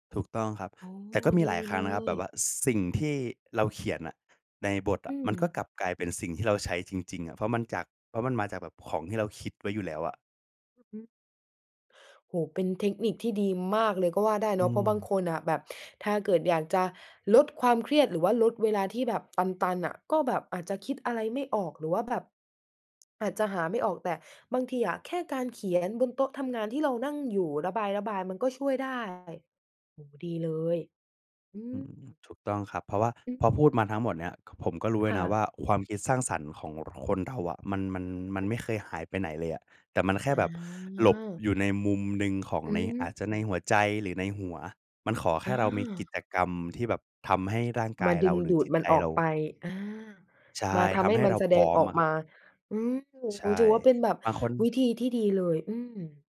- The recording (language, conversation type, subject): Thai, podcast, เวลาที่ความคิดตัน คุณมักทำอะไรเพื่อเรียกความคิดสร้างสรรค์กลับมา?
- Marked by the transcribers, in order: tapping; other background noise